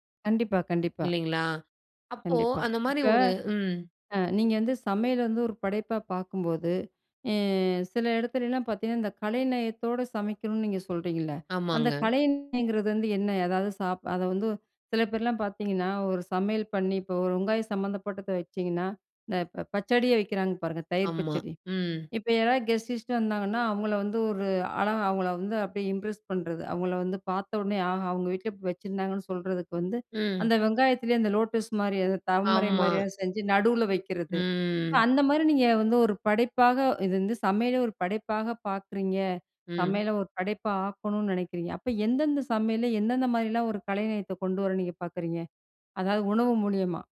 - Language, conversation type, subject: Tamil, podcast, நீங்கள் சமையலை ஒரு படைப்பாகப் பார்க்கிறீர்களா, ஏன்?
- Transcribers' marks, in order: in English: "கெஸ்ட் கிஸ்ட்டு"; in English: "இம்ப்ரெஸ்"; drawn out: "ம்"